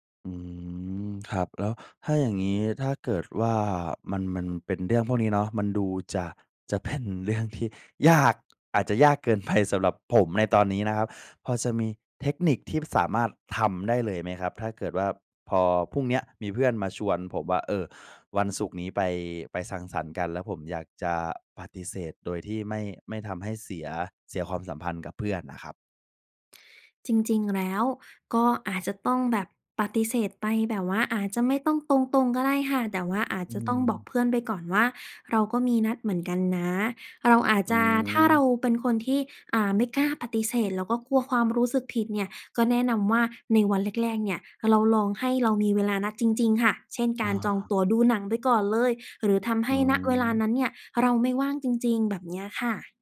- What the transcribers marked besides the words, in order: laughing while speaking: "เป็น"; laughing while speaking: "ที่"; laughing while speaking: "ไป"
- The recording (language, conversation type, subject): Thai, advice, คุณมักตอบตกลงทุกคำขอจนตารางแน่นเกินไปหรือไม่?